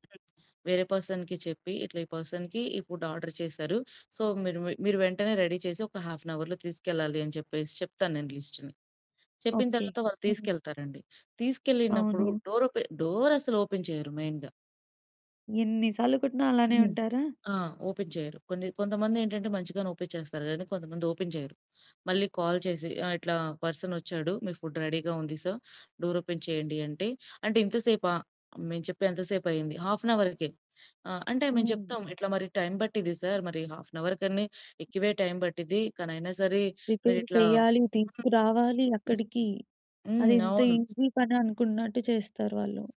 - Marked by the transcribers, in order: other background noise; in English: "పర్సన్‌కి"; in English: "పర్సన్‌కి"; in English: "ఫుడ్ ఆర్డర్"; in English: "సో"; in English: "రెడీ"; in English: "హాఫ్ ఎన్ అవర్‌లో"; in English: "లిస్ట్‌ని"; in English: "డోర్"; in English: "ఓపెన్"; in English: "మెయిన్‌గా"; in English: "ఓపెన్"; in English: "ఓపెన్"; in English: "ఓపెన్"; in English: "కాల్"; in English: "పర్సన్"; in English: "ఫుడ్ రెడీగా"; in English: "సర్, డోర్ ఓపెన్"; in English: "హాఫ్ అన్ అవర్‌కె"; in English: "సర్"; in English: "హాఫ్ అన్ అవర్"; in English: "ప్రిపేర్"; in English: "ఈసీ"
- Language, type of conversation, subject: Telugu, podcast, మీరు ఒత్తిడిని ఎప్పుడు గుర్తించి దాన్ని ఎలా సమర్థంగా ఎదుర్కొంటారు?